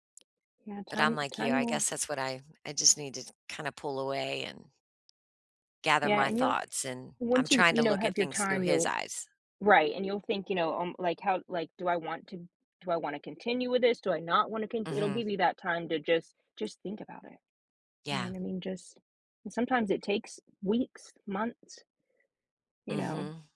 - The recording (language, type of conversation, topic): English, unstructured, How do you handle disagreements in a relationship?
- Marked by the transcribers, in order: none